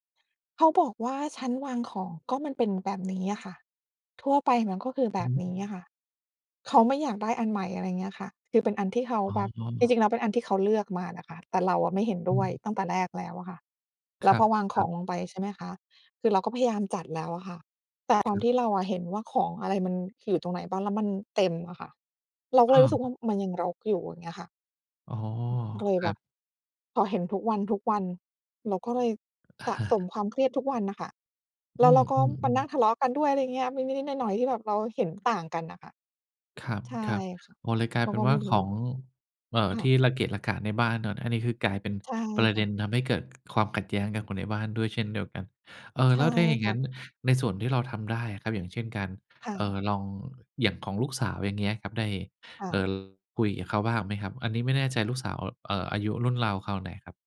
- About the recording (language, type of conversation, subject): Thai, advice, ควรเริ่มจัดการของรกในคอนโดหรือบ้านที่ทำให้เครียดอย่างไรดี?
- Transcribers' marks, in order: tapping; other noise; chuckle; other background noise